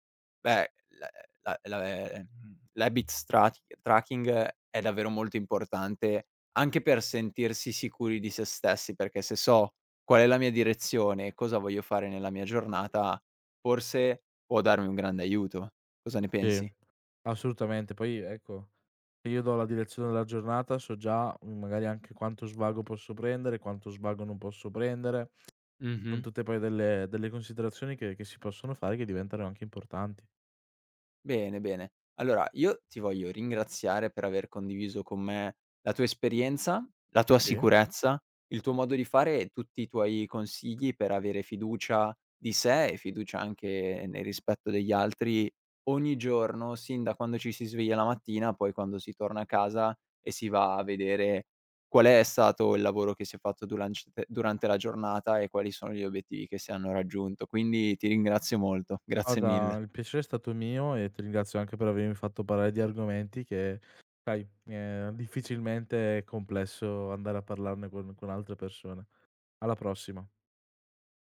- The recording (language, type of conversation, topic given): Italian, podcast, Come costruisci la fiducia in te stesso, giorno dopo giorno?
- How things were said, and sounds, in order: tapping; in English: "l'habits trac tracking"; other background noise; "parlare" said as "parae"